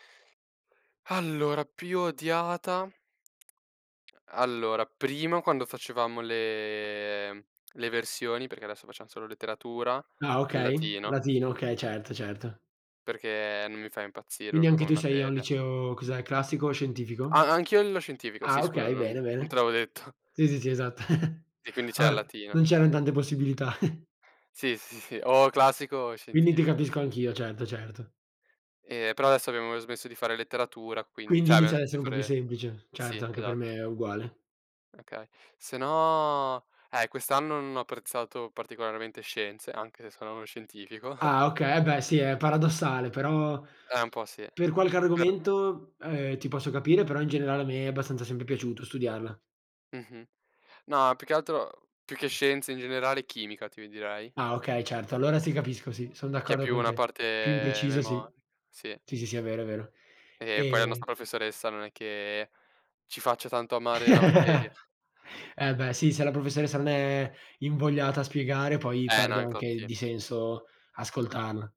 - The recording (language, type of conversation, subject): Italian, unstructured, Quale materia ti fa sentire più felice?
- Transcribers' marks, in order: sigh; unintelligible speech; drawn out: "le"; other background noise; "proprio" said as "popio"; laughing while speaking: "detto"; chuckle; chuckle; "cioè" said as "ceh"; laughing while speaking: "scientifico"; unintelligible speech; tapping; other noise; chuckle